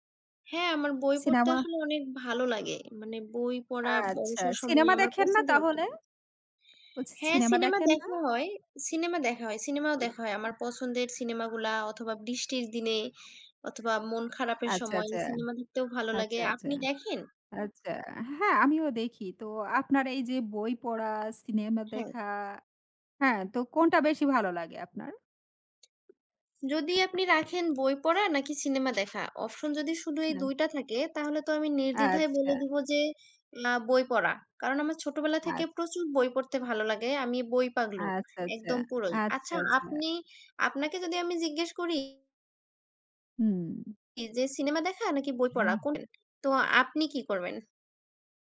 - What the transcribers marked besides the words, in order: "সিনেমা" said as "সিনামা"; other background noise; bird; "আচ্ছা" said as "আচ"; alarm
- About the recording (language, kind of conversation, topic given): Bengali, unstructured, আপনি বই পড়া নাকি সিনেমা দেখা—কোনটি বেশি পছন্দ করেন এবং কেন?